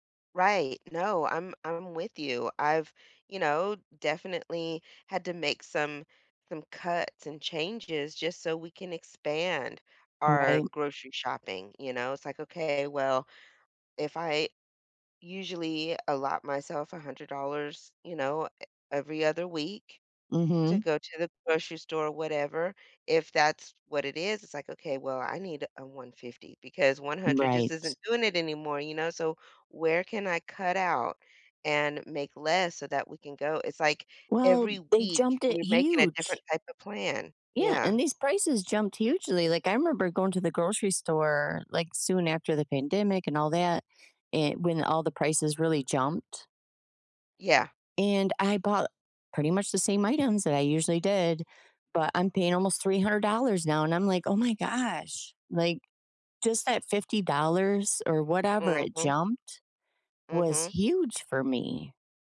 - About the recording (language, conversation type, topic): English, unstructured, How can I notice how money quietly influences my daily choices?
- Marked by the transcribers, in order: other background noise; tapping